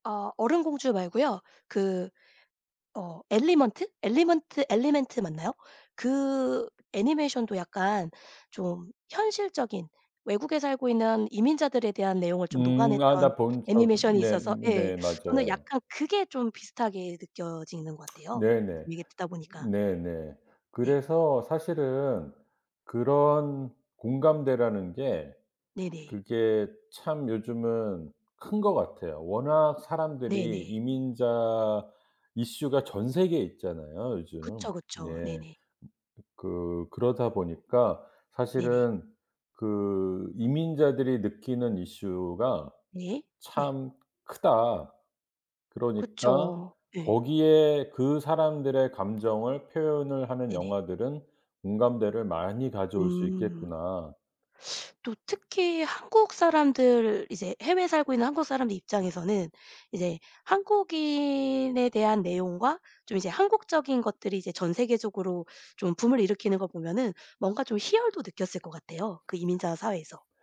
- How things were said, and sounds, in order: tapping; other background noise
- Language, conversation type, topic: Korean, podcast, 가장 좋아하는 영화는 무엇이고, 그 영화를 좋아하는 이유는 무엇인가요?